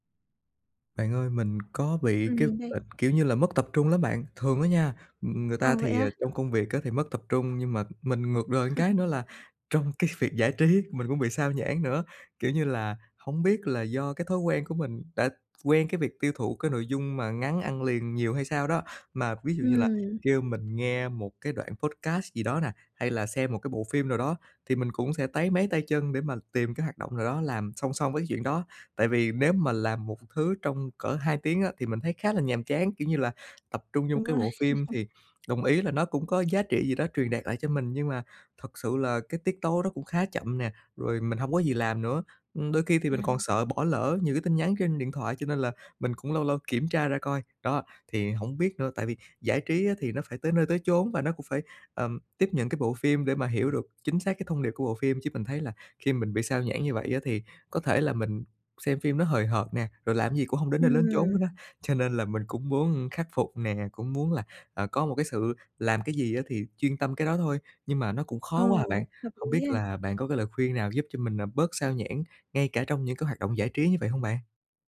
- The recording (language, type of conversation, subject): Vietnamese, advice, Làm thế nào để tránh bị xao nhãng khi đang thư giãn, giải trí?
- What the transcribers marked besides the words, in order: tapping; other background noise; laugh; laughing while speaking: "trong cái việc giải trí"; in English: "podcast"; other noise; laugh; "đến" said as "lến"